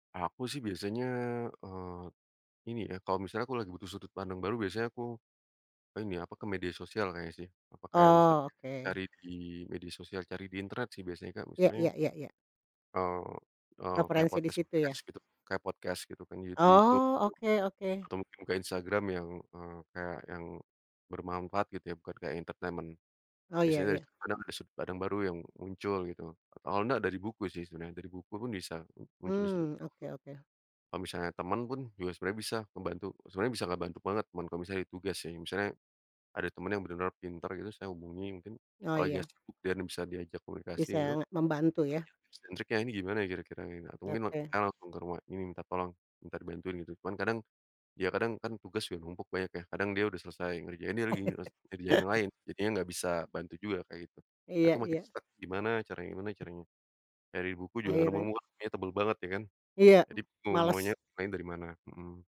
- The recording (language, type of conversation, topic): Indonesian, podcast, Bagaimana cara kamu menemukan perspektif baru saat merasa buntu?
- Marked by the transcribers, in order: in English: "podcast-podcast"; in English: "podcast"; in English: "entertainment"; other background noise; in English: "and"; laugh; in English: "stuck"; unintelligible speech